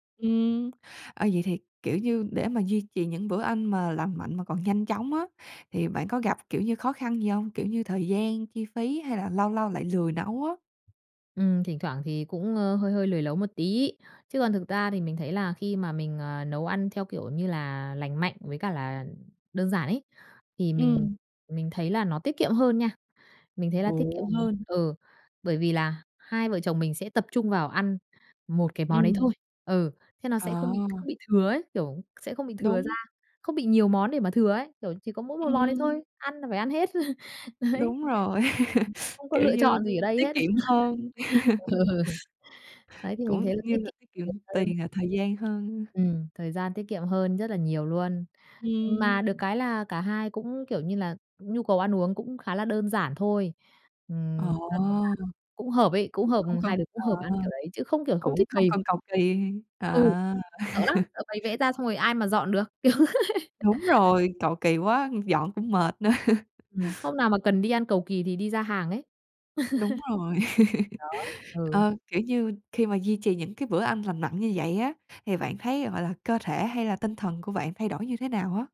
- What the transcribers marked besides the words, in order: tapping; "nấu" said as "lấu"; other background noise; laugh; laughing while speaking: "Đấy"; laugh; laughing while speaking: "Ừ"; horn; laugh; laughing while speaking: "kiểu thế"; laughing while speaking: "nữa"; laugh
- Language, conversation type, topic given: Vietnamese, podcast, Bạn làm thế nào để chuẩn bị một bữa ăn vừa nhanh vừa lành mạnh?